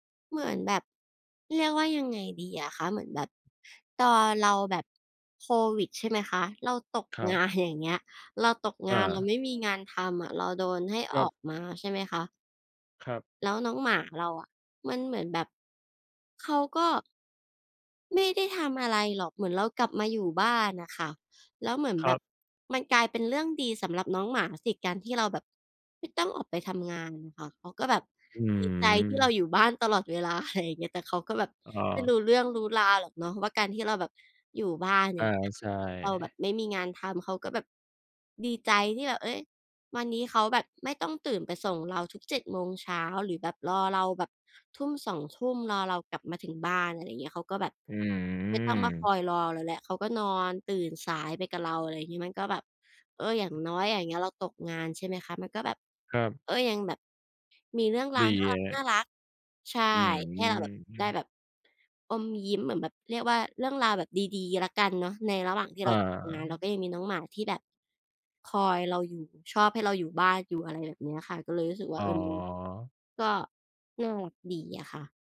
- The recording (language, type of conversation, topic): Thai, unstructured, สัตว์เลี้ยงช่วยให้คุณรู้สึกดีขึ้นได้อย่างไร?
- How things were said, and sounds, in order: other background noise; tapping